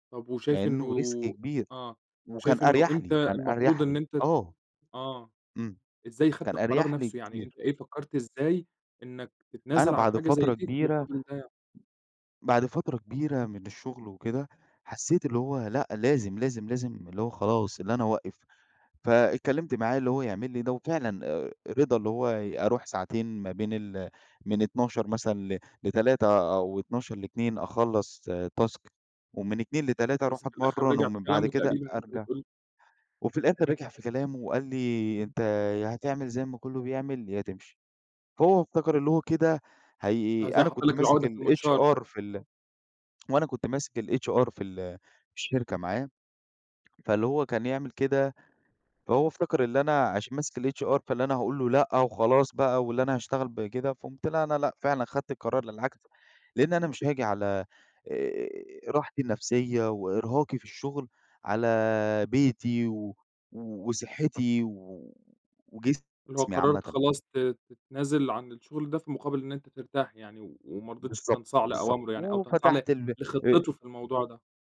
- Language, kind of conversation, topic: Arabic, podcast, إيه اللي بتعمله عادةً لما تحس إن الشغل مُرهقك؟
- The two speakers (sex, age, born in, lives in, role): male, 25-29, Egypt, Egypt, host; male, 45-49, Egypt, Egypt, guest
- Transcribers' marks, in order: in English: "risk"; other background noise; in English: "task"; in English: "الHR"; in English: "الHR"; horn; in English: "الHR"